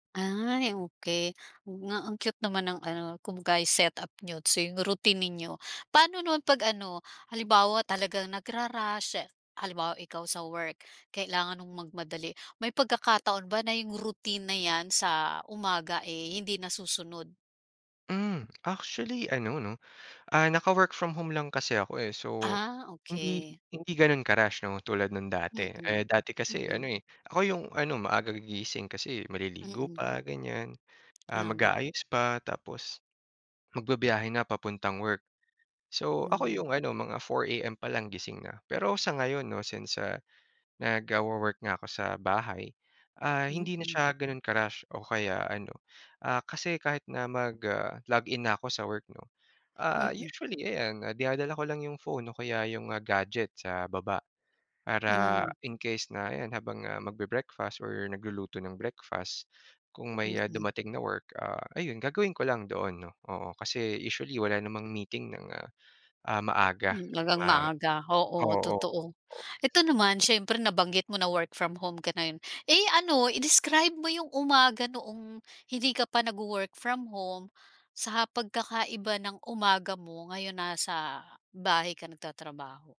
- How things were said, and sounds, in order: none
- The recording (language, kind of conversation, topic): Filipino, podcast, Paano nagsisimula ang umaga sa bahay ninyo?